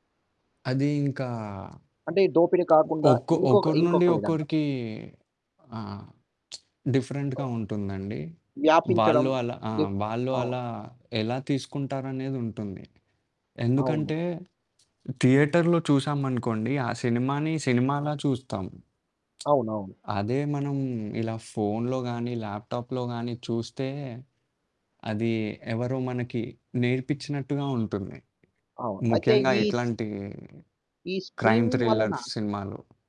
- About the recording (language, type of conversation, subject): Telugu, podcast, స్ట్రీమింగ్ పెరగడంతో సినిమాలు చూసే విధానం ఎలా మారిందని మీరు అనుకుంటున్నారు?
- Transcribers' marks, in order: static; lip smack; in English: "డిఫరెంట్‌గా"; in English: "థియేటర్‌లో"; horn; lip smack; in English: "ల్యాప్‌టాప్‌లో"; in English: "క్రైమ్ థ్రిలర్"; in English: "స్ట్రీమింగ్"